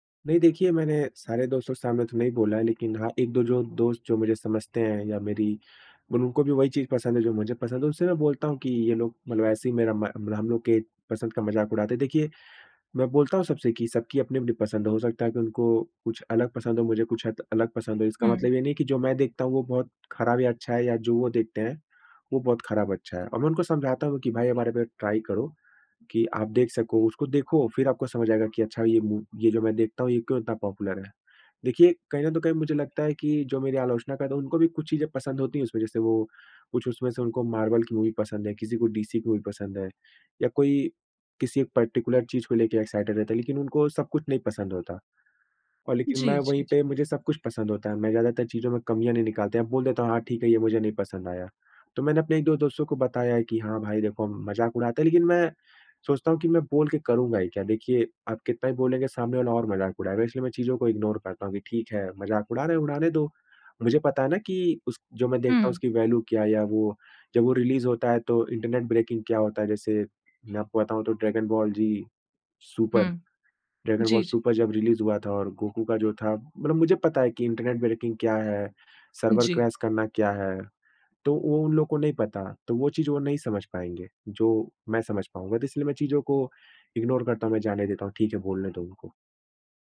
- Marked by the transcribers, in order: in English: "ट्राई"; in English: "पॉपुलर"; in English: "मूवी"; in English: "मूवी"; in English: "पार्टिकुलर"; in English: "एक्साइटेड"; in English: "इग्नोर"; in English: "वैल्यू"; in English: "रिलीज़"; in English: "ब्रेकिंग"; in English: "रिलीज़"; in English: "ब्रेकिंग"; in English: "सर्वर क्रैश"; in English: "इग्नोर"
- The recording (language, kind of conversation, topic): Hindi, advice, दोस्तों के बीच अपनी अलग रुचि क्यों छुपाते हैं?